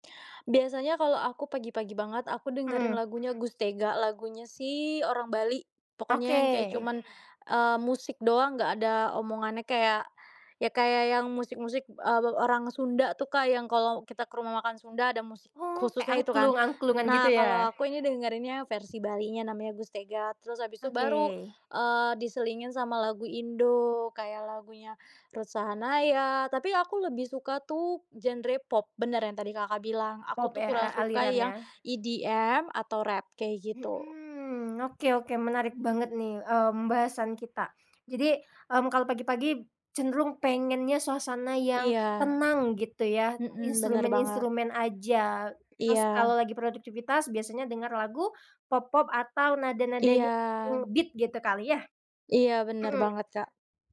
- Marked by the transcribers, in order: background speech; in English: "EDM"; other background noise; tapping; drawn out: "Iya"; in English: "nge-beat"
- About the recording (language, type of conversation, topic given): Indonesian, podcast, Bagaimana musik memengaruhi suasana hati atau produktivitasmu sehari-hari?